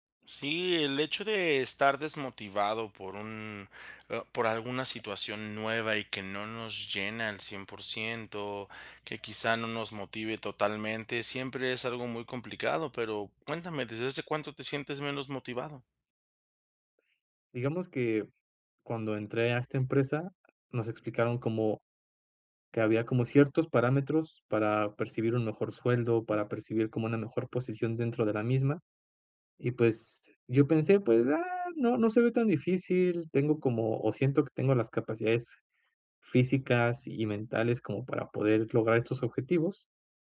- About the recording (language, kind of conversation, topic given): Spanish, advice, ¿Cómo puedo recuperar la motivación en mi trabajo diario?
- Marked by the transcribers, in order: other background noise